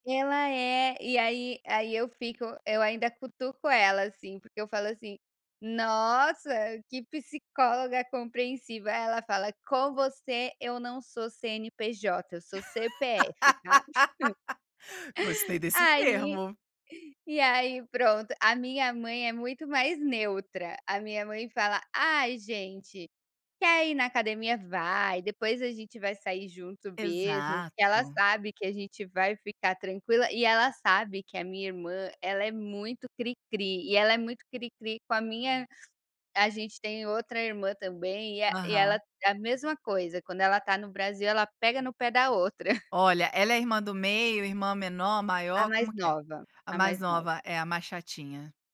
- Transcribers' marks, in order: laugh; chuckle
- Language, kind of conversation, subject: Portuguese, podcast, Como você explica seus limites para a família?